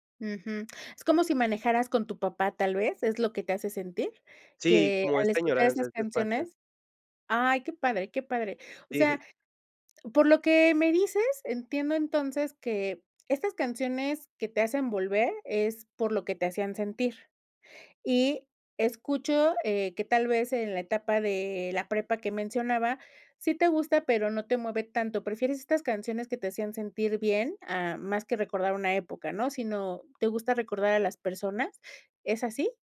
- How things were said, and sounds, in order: laughing while speaking: "Sí"
- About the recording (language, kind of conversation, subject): Spanish, podcast, ¿Qué te hace volver a escuchar canciones antiguas?